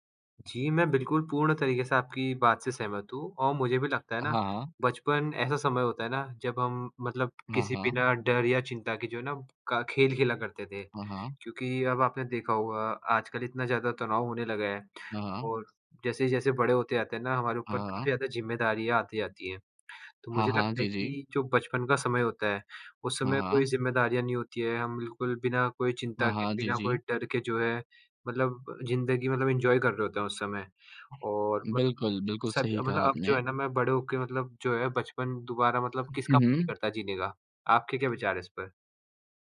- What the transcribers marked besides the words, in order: tapping; in English: "इंजॉय"
- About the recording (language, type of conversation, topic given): Hindi, unstructured, क्या आप कभी बचपन की उन यादों को फिर से जीना चाहेंगे, और क्यों?